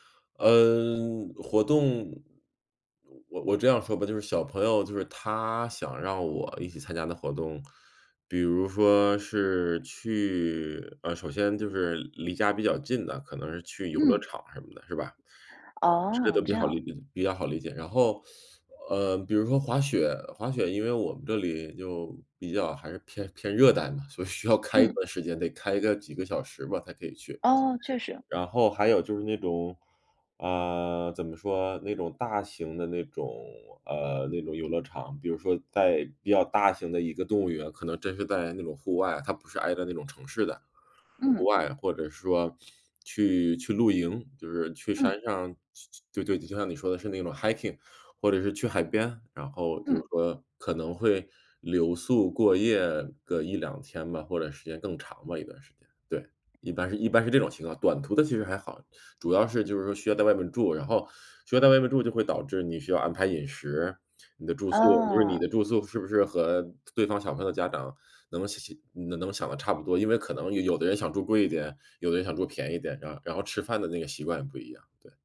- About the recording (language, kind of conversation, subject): Chinese, advice, 旅行时我很紧张，怎样才能减轻旅行压力和焦虑？
- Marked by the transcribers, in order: teeth sucking; laughing while speaking: "以需要"; in English: "hiking"